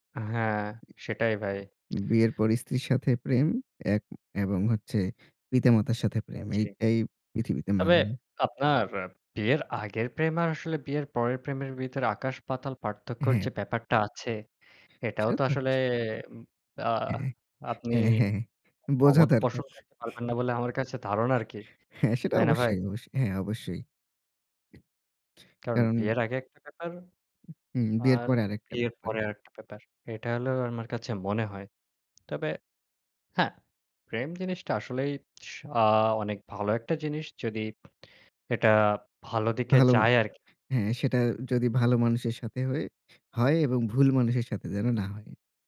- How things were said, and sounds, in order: other background noise; unintelligible speech
- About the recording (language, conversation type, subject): Bengali, unstructured, তোমার জীবনে প্রেমের কারণে ঘটে যাওয়া সবচেয়ে বড় আশ্চর্য ঘটনা কী?